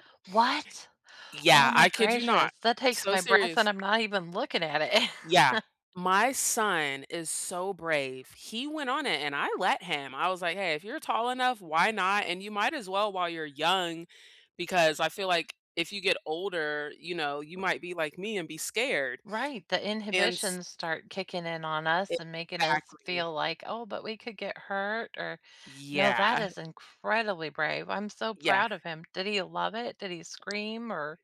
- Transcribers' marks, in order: surprised: "What? Oh my gracious, that … looking at it"; chuckle
- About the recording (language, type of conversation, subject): English, unstructured, What’s your favorite way to get outdoors where you live, and what makes it special?